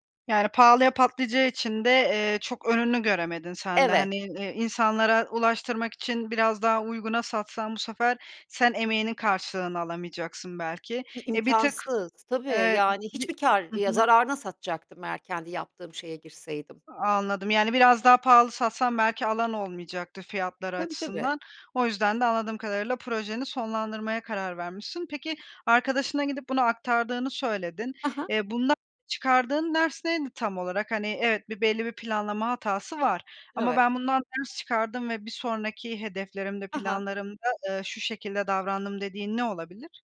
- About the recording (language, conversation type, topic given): Turkish, podcast, Pişmanlıklarını geleceğe yatırım yapmak için nasıl kullanırsın?
- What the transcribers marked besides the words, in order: other background noise; tapping